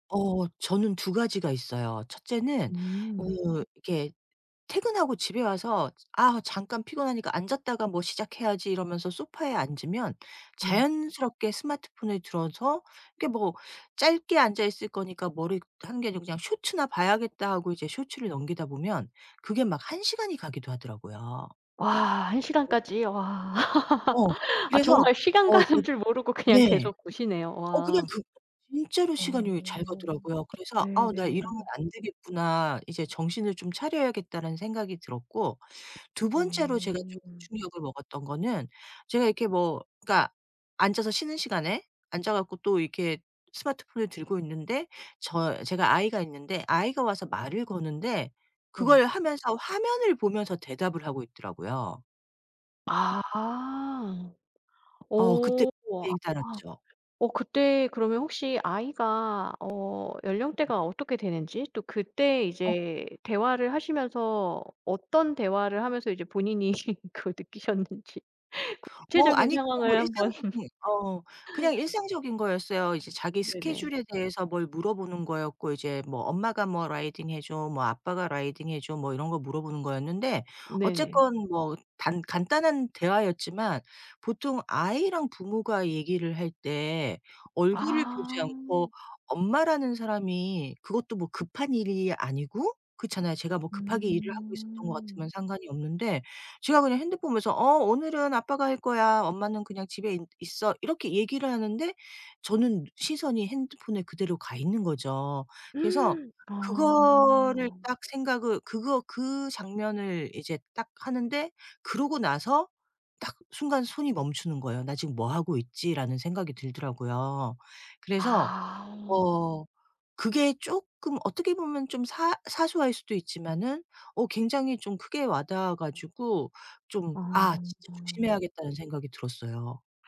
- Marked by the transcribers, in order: tapping; laugh; laughing while speaking: "시간 가는 줄 모르고 그냥"; other background noise; unintelligible speech; laughing while speaking: "본인이 그걸 느끼셨는지"; laugh; in English: "라이딩해"; in English: "라이딩해"; background speech
- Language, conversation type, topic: Korean, podcast, 디지털 디톡스는 어떻게 시작하면 좋을까요?